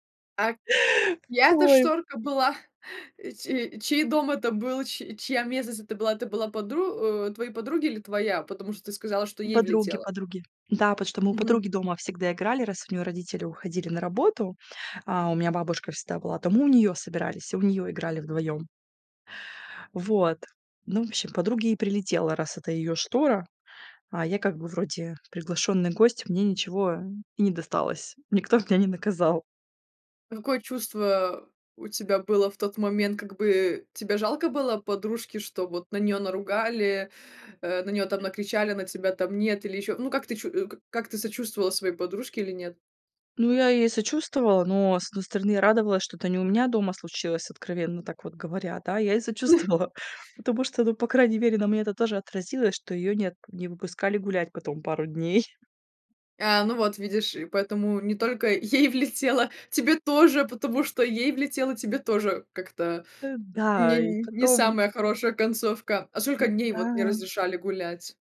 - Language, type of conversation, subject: Russian, podcast, Какие приключения из детства вам запомнились больше всего?
- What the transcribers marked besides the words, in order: tapping; "местность" said as "мезость"; chuckle; other background noise; laughing while speaking: "сочувствовала"; chuckle; laughing while speaking: "ей влетело"